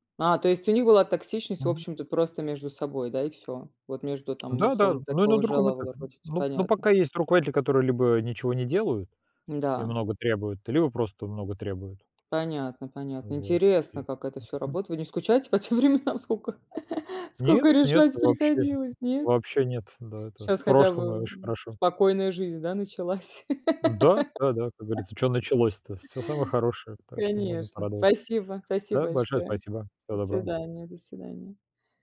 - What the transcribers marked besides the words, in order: tapping; laughing while speaking: "тем временам, сколько"; chuckle; laugh; laugh
- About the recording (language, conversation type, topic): Russian, unstructured, Как вы справляетесь с токсичной атмосферой на работе?